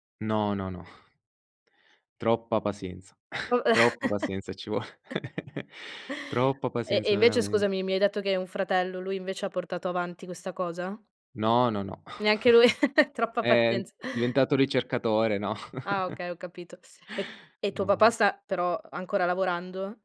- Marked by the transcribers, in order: chuckle; "pazienza" said as "pasienza"; chuckle; "pazienza" said as "pasienza"; laugh; "pazienza" said as "pasienza"; chuckle; laugh; chuckle
- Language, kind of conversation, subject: Italian, podcast, Puoi descrivere un luogo che ti ha insegnato qualcosa di importante?